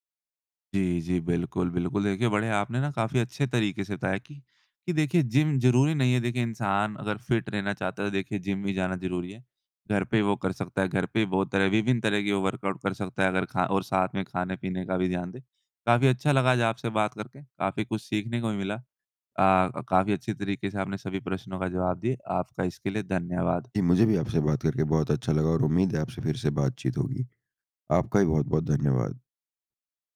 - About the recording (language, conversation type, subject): Hindi, podcast, घर पर बिना जिम जाए फिट कैसे रहा जा सकता है?
- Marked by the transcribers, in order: in English: "फिट"; in English: "वर्कआउट"